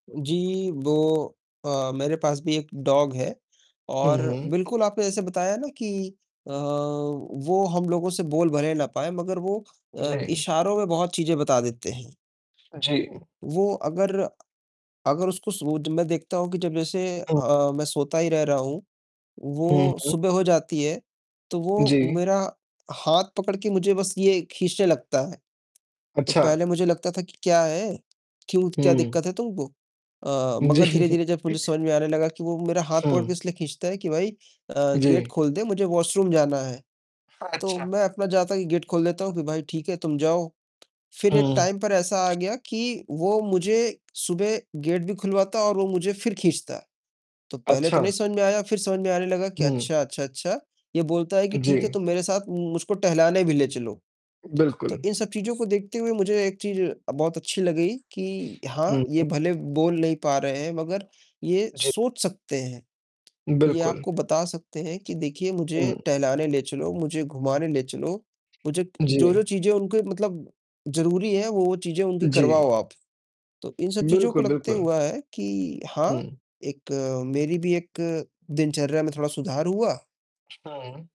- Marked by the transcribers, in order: distorted speech; in English: "डॉग"; tapping; laughing while speaking: "जी"; in English: "गेट"; in English: "वॉशरूम"; in English: "गेट"; in English: "टाइम"; static; in English: "गेट"; mechanical hum
- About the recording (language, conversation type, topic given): Hindi, unstructured, पालतू जानवर रखने से आपकी ज़िंदगी में क्या बदलाव आए हैं?